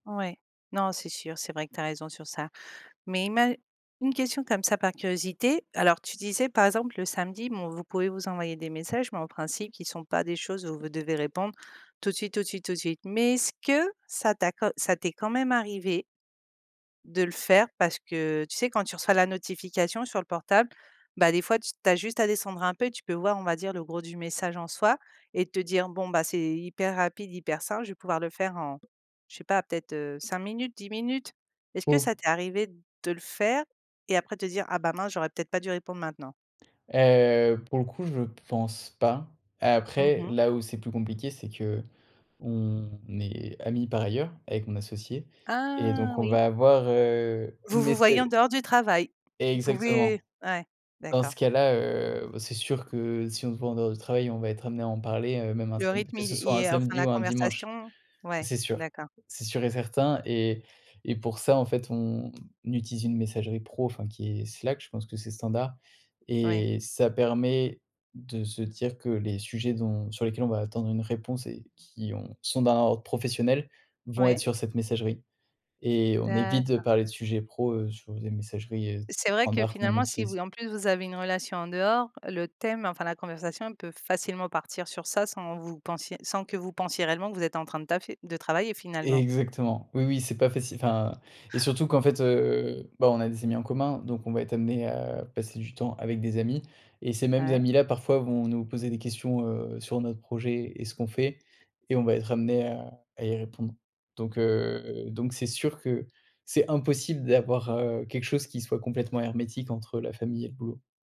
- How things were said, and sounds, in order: tapping; drawn out: "Ah"; chuckle
- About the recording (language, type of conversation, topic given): French, podcast, Comment parvenez-vous à concilier travail et vie de famille ?